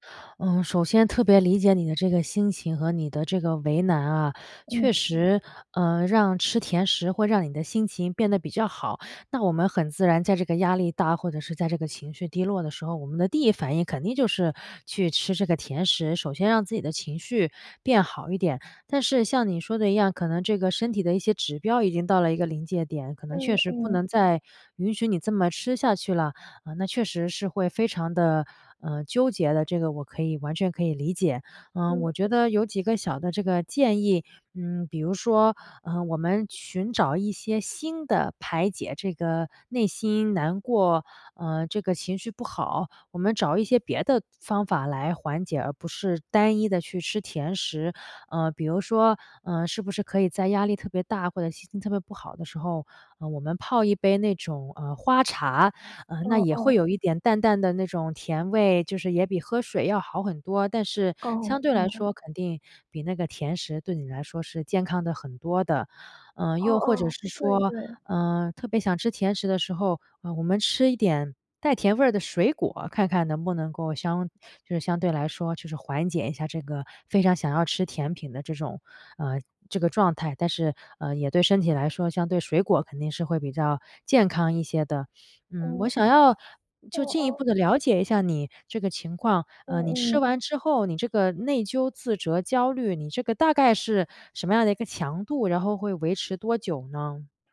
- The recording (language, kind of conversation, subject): Chinese, advice, 吃完饭后我常常感到内疚和自责，该怎么走出来？
- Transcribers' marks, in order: none